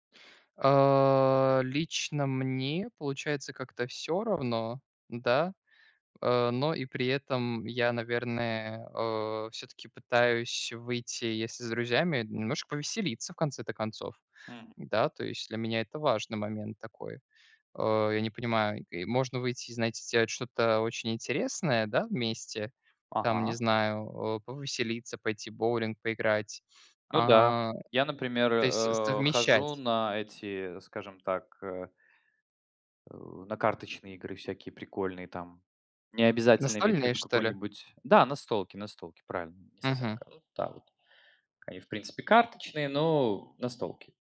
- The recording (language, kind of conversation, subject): Russian, unstructured, Какие простые способы расслабиться вы знаете и используете?
- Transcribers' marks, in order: unintelligible speech